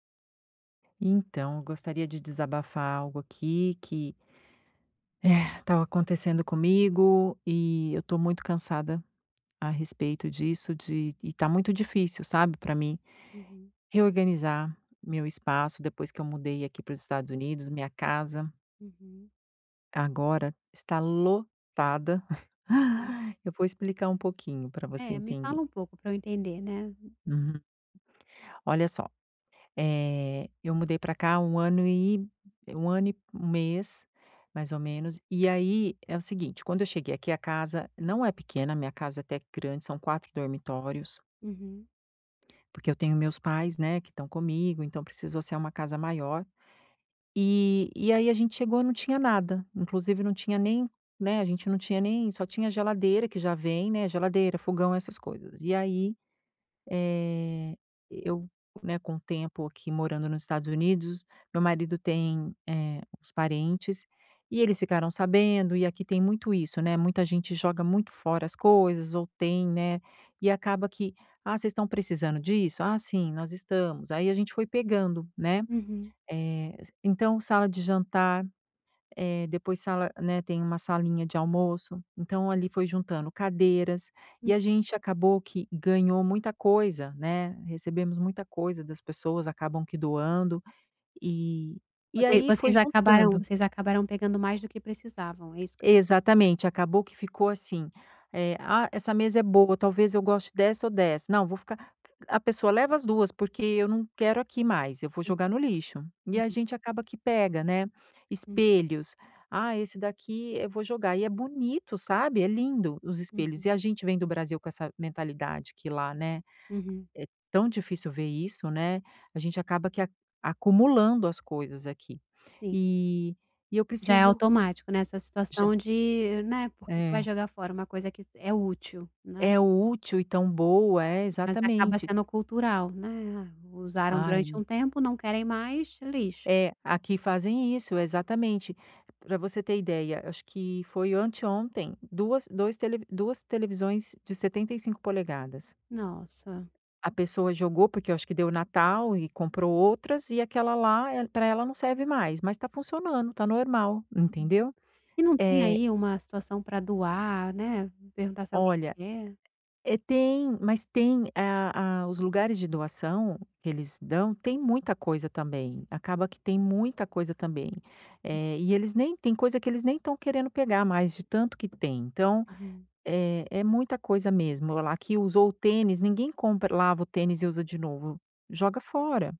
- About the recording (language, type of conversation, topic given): Portuguese, advice, Como posso reorganizar meu espaço para evitar comportamentos automáticos?
- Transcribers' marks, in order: sigh; tapping; chuckle; other background noise